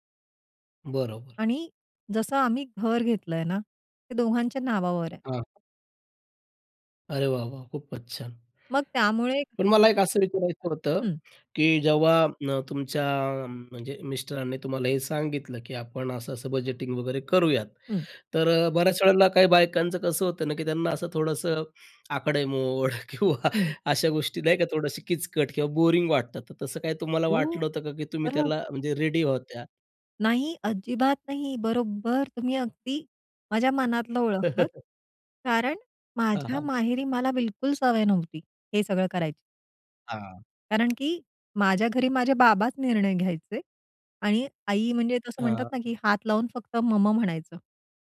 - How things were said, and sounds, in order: other background noise; tapping; laughing while speaking: "किंवा"; in English: "बोरिंग"; surprised: "हो! बरं"; in English: "रेडी"; chuckle; laughing while speaking: "हां, हां"
- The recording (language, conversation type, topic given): Marathi, podcast, घरात आर्थिक निर्णय तुम्ही एकत्र कसे घेता?